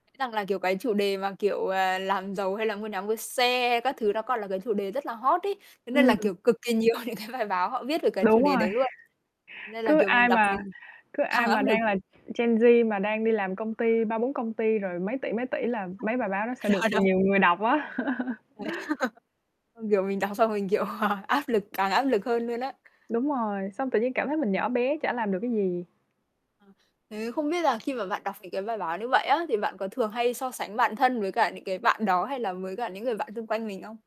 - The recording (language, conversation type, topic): Vietnamese, podcast, Bạn đối mặt với áp lực xã hội và kỳ vọng của gia đình như thế nào?
- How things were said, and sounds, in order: other background noise; static; distorted speech; laughing while speaking: "nhiều"; other animal sound; tapping; unintelligible speech; laughing while speaking: "Rồi đâu?"; chuckle; laugh; laughing while speaking: "à"